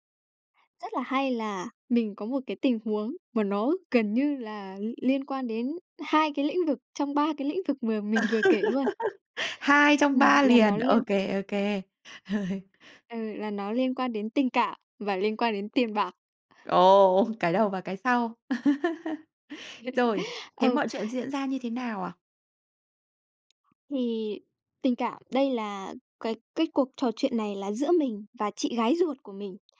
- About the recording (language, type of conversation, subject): Vietnamese, podcast, Bạn có thể kể về một lần bạn dám nói ra điều khó nói không?
- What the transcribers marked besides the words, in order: tapping; laugh; laugh; laugh